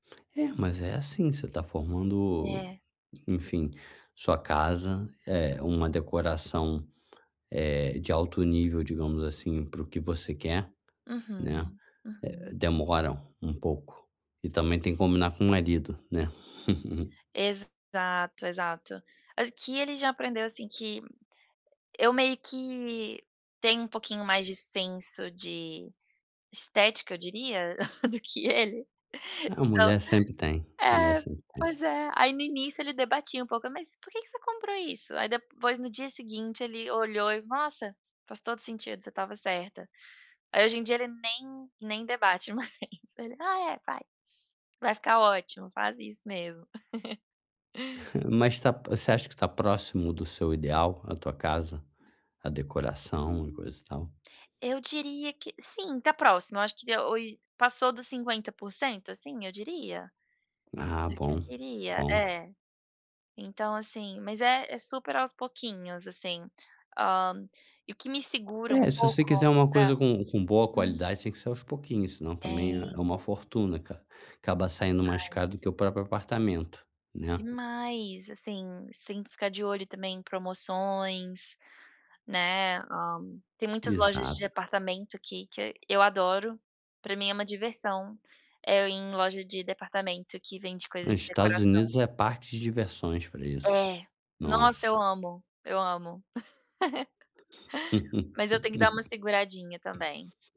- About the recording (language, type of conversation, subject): Portuguese, advice, Como posso me sentir satisfeito com o que já tenho?
- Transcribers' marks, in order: tapping; chuckle; chuckle; laughing while speaking: "mais"; chuckle; laugh; chuckle